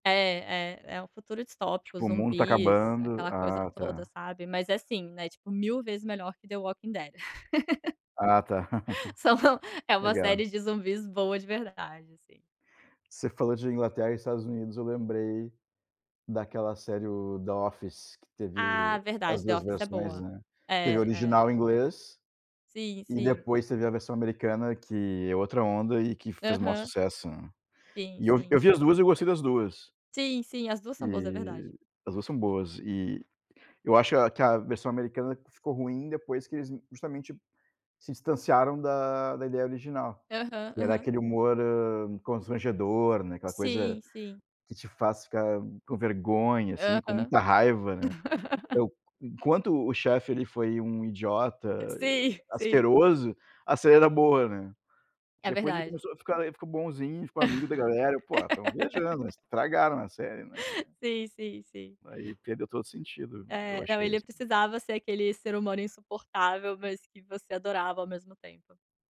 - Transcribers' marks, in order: laugh; laughing while speaking: "São"; laugh; laugh; laugh
- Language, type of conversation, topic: Portuguese, unstructured, O que faz com que algumas séries de TV se destaquem para você?